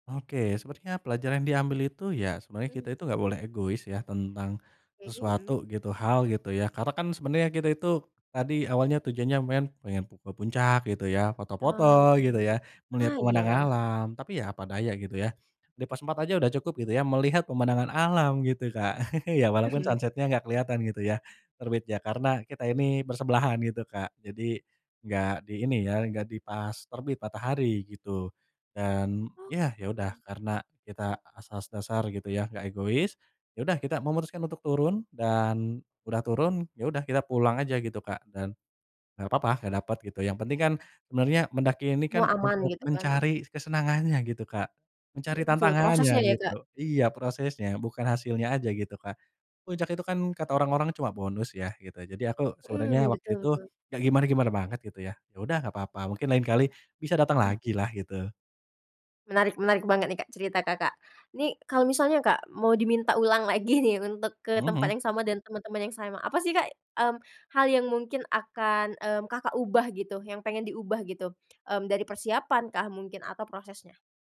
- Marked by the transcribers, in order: chuckle; in English: "sunset-nya"; laughing while speaking: "nih"
- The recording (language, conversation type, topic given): Indonesian, podcast, Apa pengalaman mendaki yang paling berkesan buat kamu?